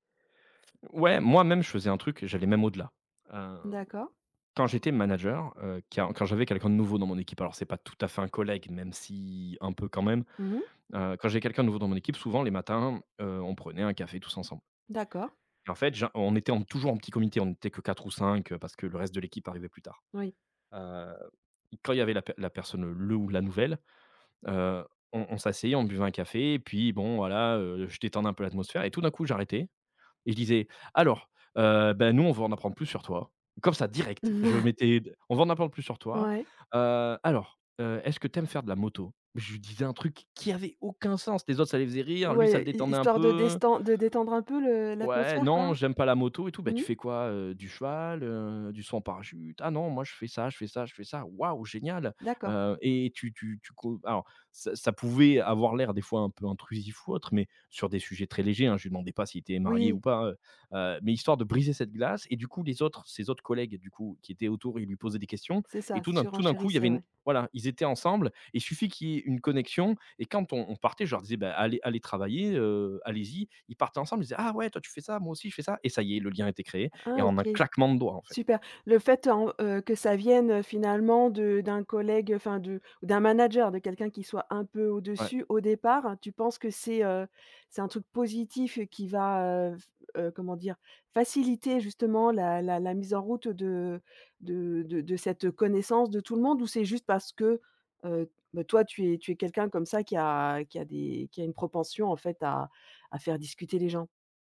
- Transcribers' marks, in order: chuckle
- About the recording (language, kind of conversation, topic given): French, podcast, Comment, selon toi, construit-on la confiance entre collègues ?